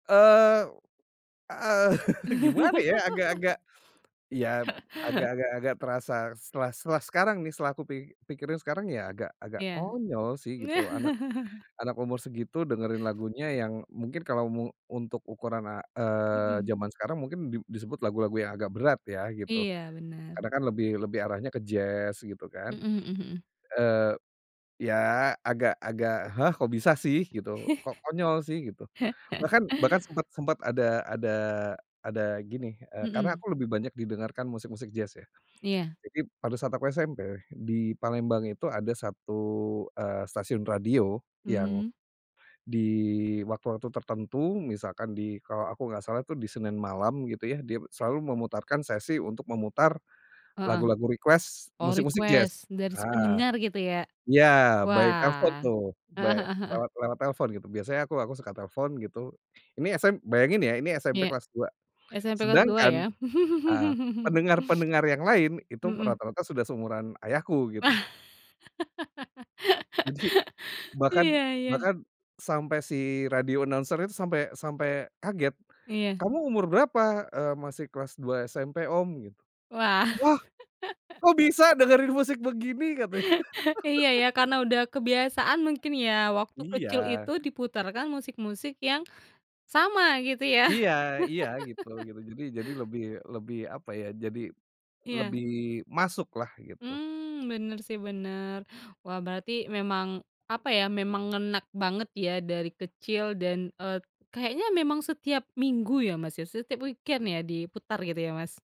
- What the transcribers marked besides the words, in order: laugh; tapping; chuckle; other background noise; laugh; chuckle; in English: "request"; in English: "request"; in English: "by"; in English: "by"; laugh; laugh; in English: "announcer-nya"; laugh; chuckle; laugh; laugh; in English: "weekend"
- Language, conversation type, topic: Indonesian, podcast, Bisa ceritakan lagu yang sering diputar di rumahmu saat kamu kecil?